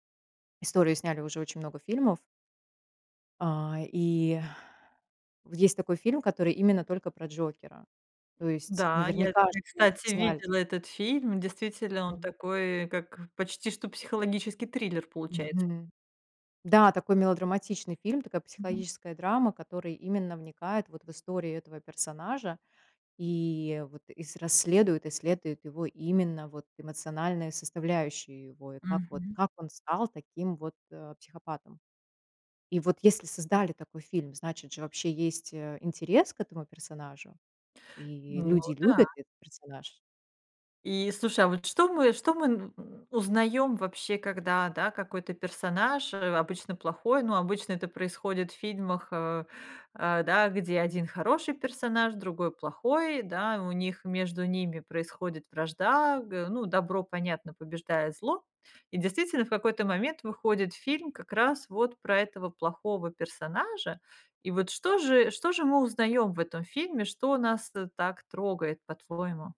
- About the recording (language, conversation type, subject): Russian, podcast, Почему нам нравятся «плохие» герои?
- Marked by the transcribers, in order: other background noise; other noise; tapping